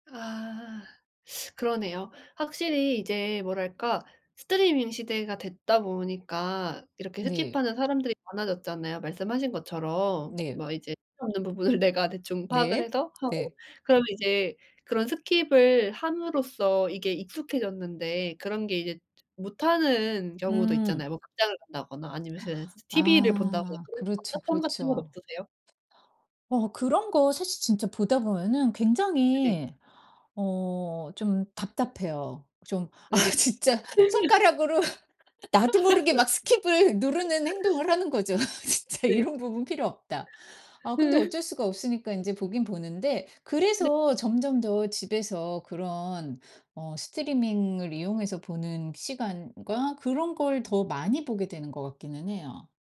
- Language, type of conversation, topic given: Korean, podcast, 스트리밍 시대에 관람 습관은 어떻게 달라졌나요?
- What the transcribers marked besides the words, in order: teeth sucking; other background noise; laughing while speaking: "부분을"; laughing while speaking: "아 진짜 손가락으로"; laugh; laughing while speaking: "아 진짜"; laughing while speaking: "으"